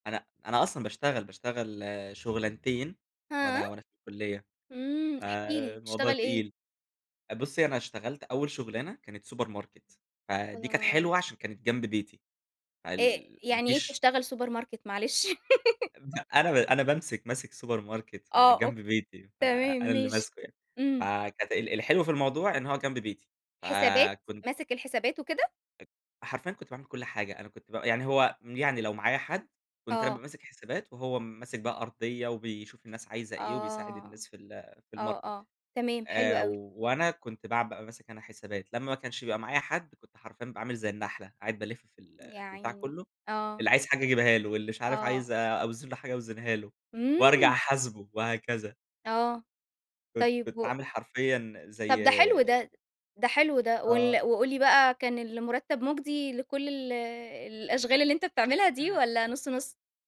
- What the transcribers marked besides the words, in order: in English: "سوبر ماركت"; in English: "سوبر ماركت"; unintelligible speech; laugh; in English: "سوبر ماركت"; in English: "الماركت"; tapping
- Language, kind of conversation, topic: Arabic, podcast, إزاي توازن بين الشغل والحياة والدراسة؟